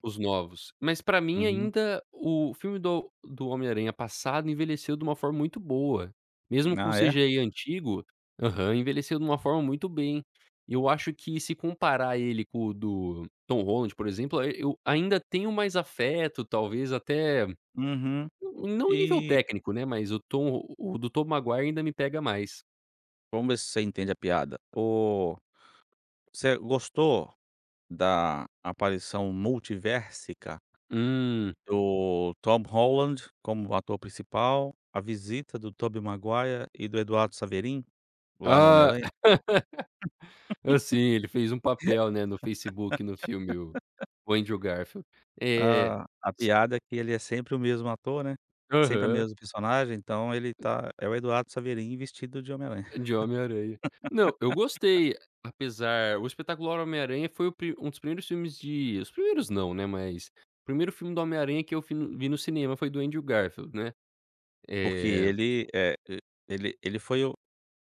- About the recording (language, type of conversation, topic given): Portuguese, podcast, Me conta sobre um filme que marcou sua vida?
- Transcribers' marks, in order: laugh; laugh; tapping; laugh